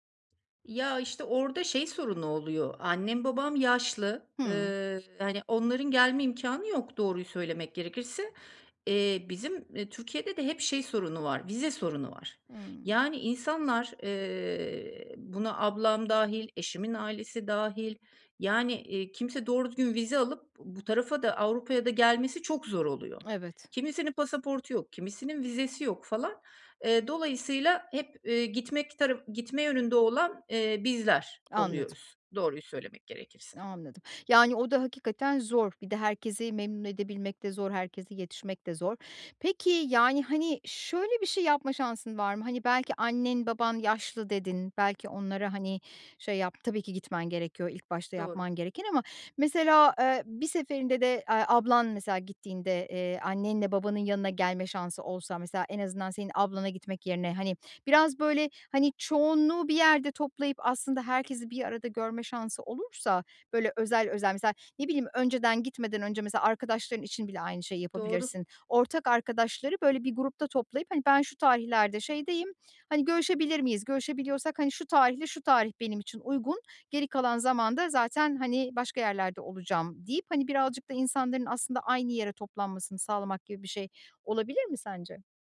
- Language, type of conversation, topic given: Turkish, advice, Tatillerde farklı beklentiler yüzünden yaşanan çatışmaları nasıl çözebiliriz?
- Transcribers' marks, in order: none